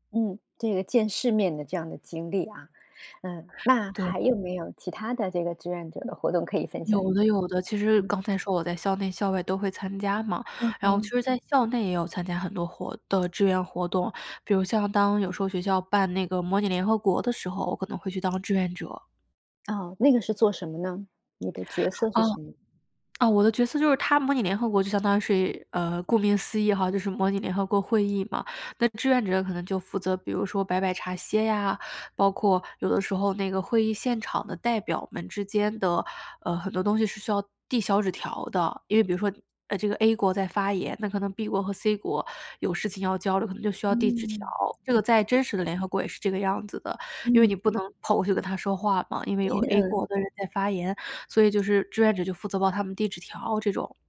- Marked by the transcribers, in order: tapping; other background noise
- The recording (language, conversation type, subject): Chinese, podcast, 你愿意分享一次你参与志愿活动的经历和感受吗？